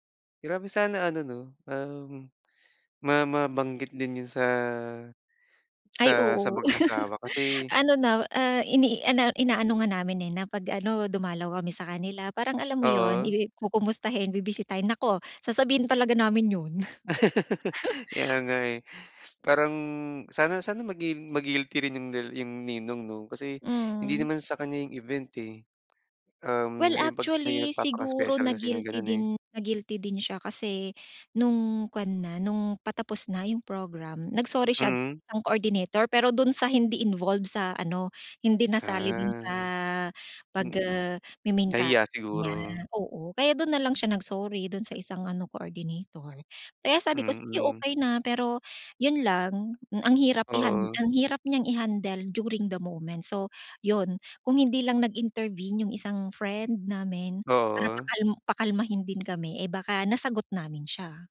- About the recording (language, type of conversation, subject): Filipino, advice, Paano ko haharapin ang alitan o mga hindi komportableng sandali sa isang pagtitipon?
- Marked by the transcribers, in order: other background noise; laugh; chuckle; sniff; in English: "coordinator"; in English: "involved"; background speech; other noise; in English: "me-main character"; in English: "coordinator"; in English: "i-handle during the moment"; in English: "nag-intervene"